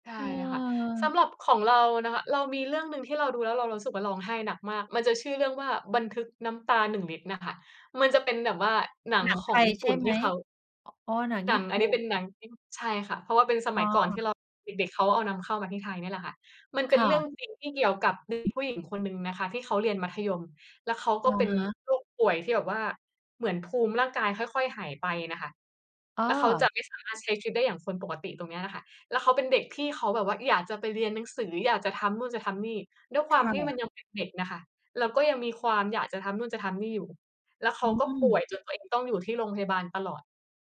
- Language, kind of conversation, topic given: Thai, unstructured, ภาพยนตร์เรื่องไหนที่ทำให้คุณร้องไห้โดยไม่คาดคิด?
- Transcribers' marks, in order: tapping; other background noise